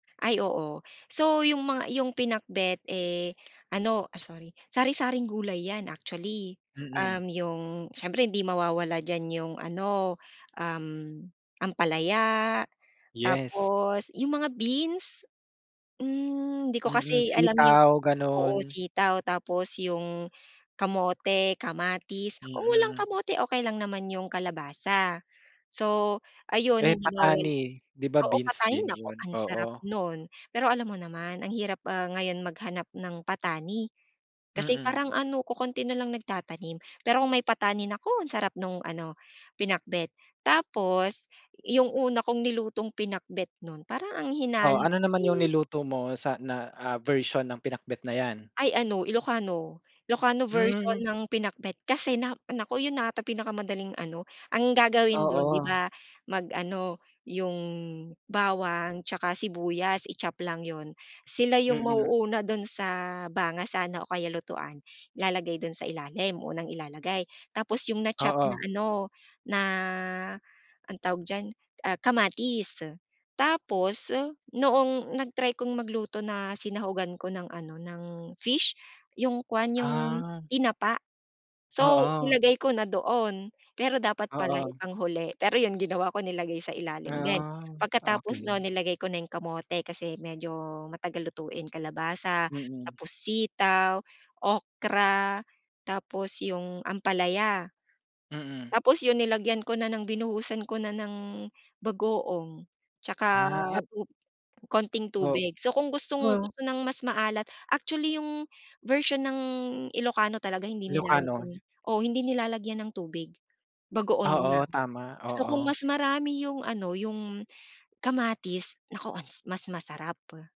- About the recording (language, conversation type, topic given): Filipino, podcast, Ano ang paborito mong niluluto sa bahay, at bakit?
- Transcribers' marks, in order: other background noise; tapping